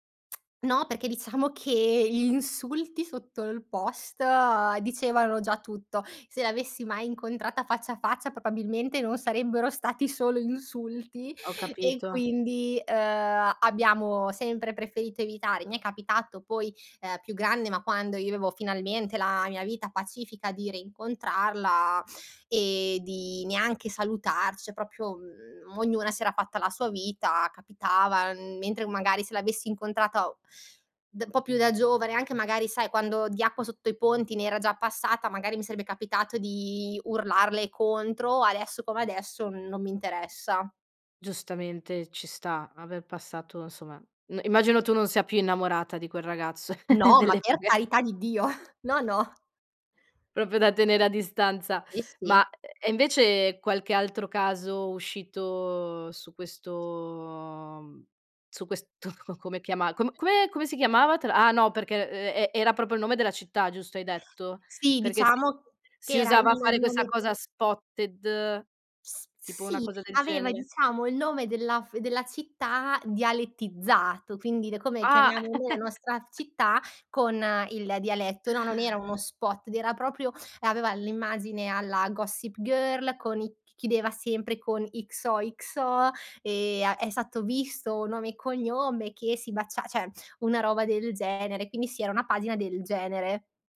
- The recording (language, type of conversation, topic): Italian, podcast, Cosa fai per proteggere la tua reputazione digitale?
- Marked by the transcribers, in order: tsk; "cioè" said as "ceh"; laughing while speaking: "ragazzo delle fughe"; laughing while speaking: "Dio"; chuckle; in English: "spot"; "cioè" said as "ceh"